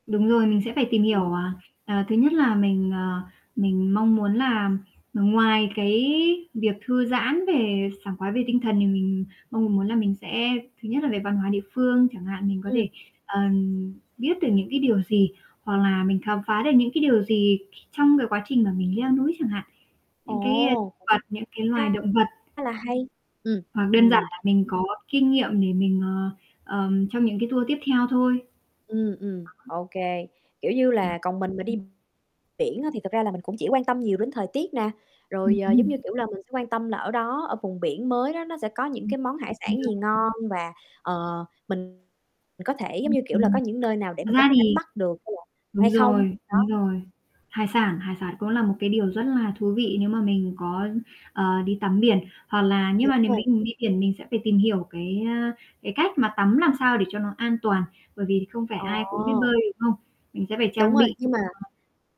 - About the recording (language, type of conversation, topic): Vietnamese, unstructured, Bạn thích đi du lịch biển hay du lịch núi hơn?
- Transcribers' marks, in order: static; distorted speech; other background noise; in English: "tour"; unintelligible speech; tapping